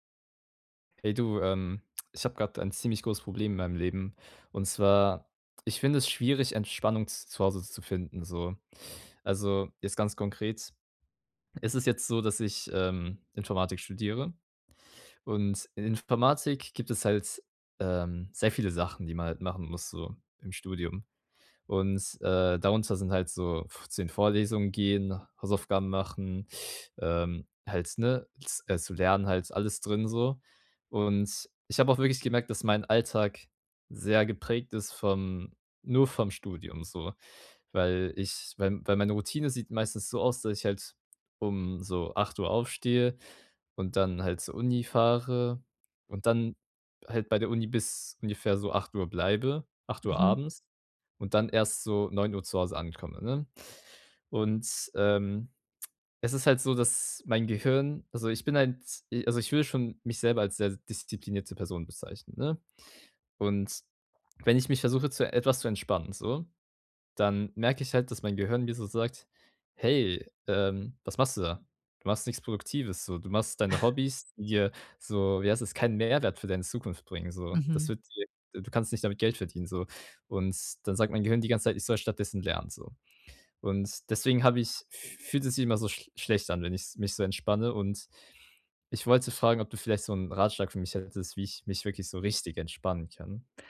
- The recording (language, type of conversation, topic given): German, advice, Wie kann ich zu Hause trotz Stress besser entspannen?
- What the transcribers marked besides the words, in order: chuckle